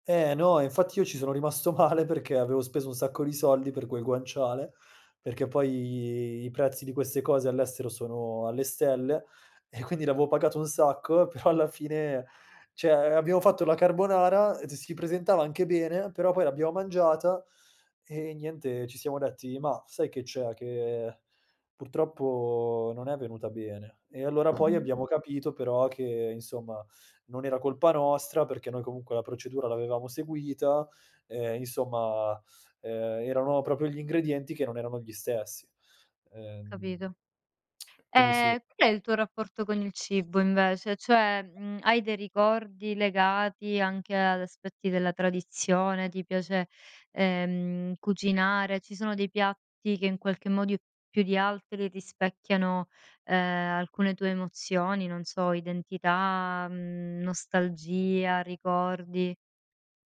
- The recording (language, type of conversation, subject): Italian, podcast, In che modo il cibo ti aiuta a sentirti a casa quando sei lontano/a?
- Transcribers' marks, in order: laughing while speaking: "male"; drawn out: "poi"; drawn out: "sono"; "cioè" said as "ceh"; drawn out: "Che purtroppo"; other background noise; tongue click; other noise; "modo" said as "modiu"; drawn out: "identità"